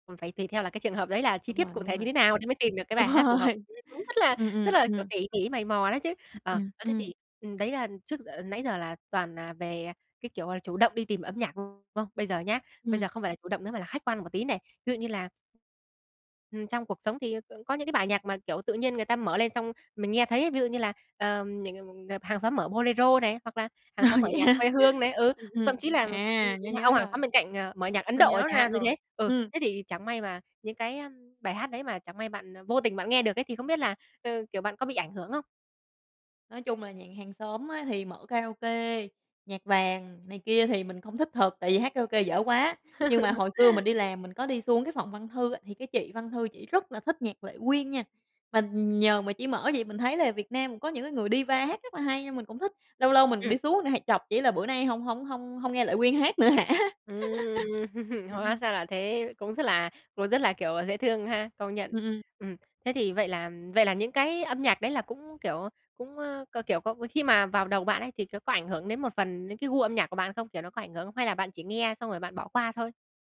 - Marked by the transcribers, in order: other background noise; laughing while speaking: "Đúng rồi"; unintelligible speech; tapping; unintelligible speech; laughing while speaking: "Ồ, vậy hả?"; unintelligible speech; laugh; in Italian: "diva"; "hay" said as "hày"; chuckle; laughing while speaking: "nữa hả?"; laugh
- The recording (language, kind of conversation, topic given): Vietnamese, podcast, Âm nhạc đã giúp bạn hiểu bản thân hơn ra sao?